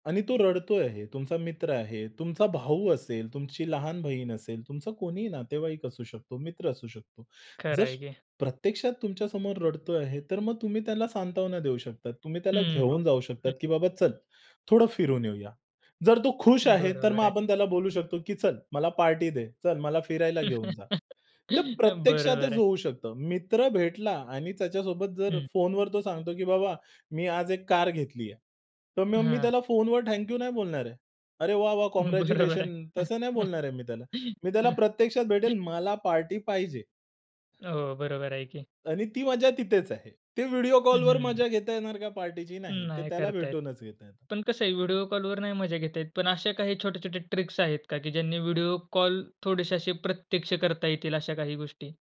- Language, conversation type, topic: Marathi, podcast, व्हिडिओ कॉल आणि प्रत्यक्ष भेट यांतील फरक तुम्हाला कसा जाणवतो?
- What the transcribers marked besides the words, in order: other background noise; chuckle; laughing while speaking: "बरोबर आहे"; chuckle; in English: "ट्रिक्स"